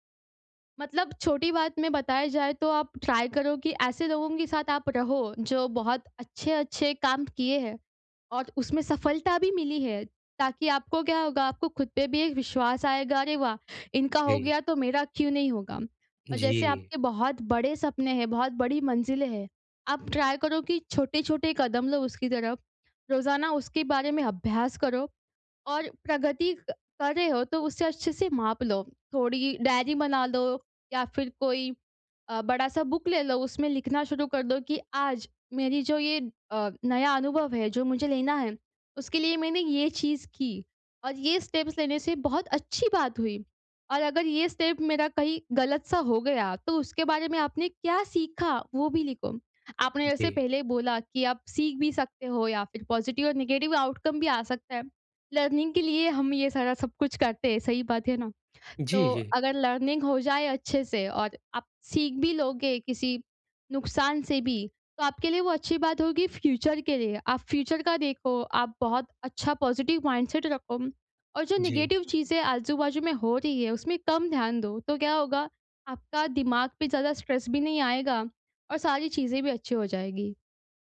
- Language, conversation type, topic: Hindi, advice, नए शौक या अनुभव शुरू करते समय मुझे डर और असुरक्षा क्यों महसूस होती है?
- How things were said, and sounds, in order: in English: "ट्राई"; in English: "ट्राई"; in English: "बुक"; in English: "स्टेप्स"; in English: "स्टेप"; in English: "पॉज़िटिव"; in English: "नेगेटिव आउटकम"; in English: "लर्निंग"; in English: "लर्निंग"; in English: "फ़्यूचर"; in English: "फ़्यूचर"; in English: "पॉज़िटिव माइंडसेट"; in English: "नेगेटिव"; in English: "स्ट्रेस"